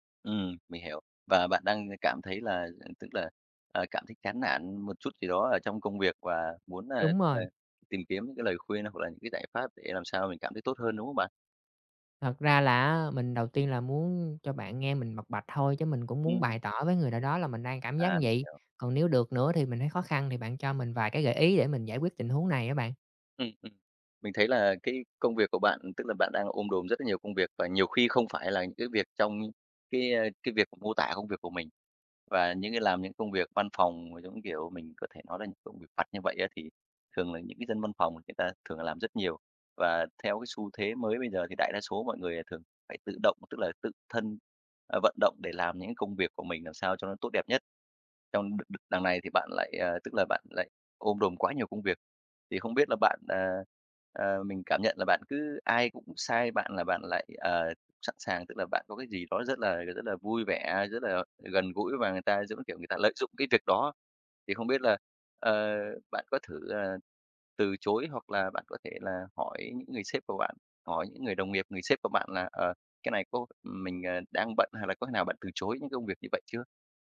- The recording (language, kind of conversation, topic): Vietnamese, advice, Làm thế nào để tôi học cách nói “không” và tránh nhận quá nhiều việc?
- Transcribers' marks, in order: none